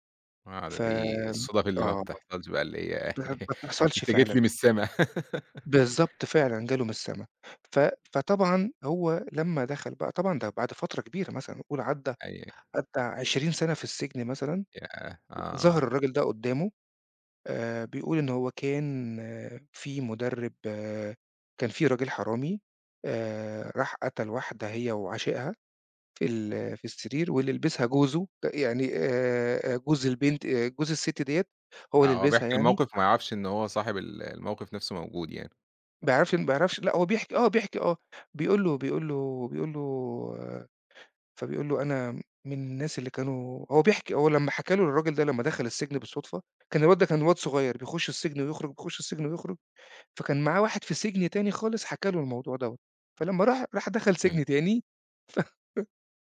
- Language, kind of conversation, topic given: Arabic, podcast, إيه أكتر فيلم من طفولتك بتحب تفتكره، وليه؟
- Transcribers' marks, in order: laugh; chuckle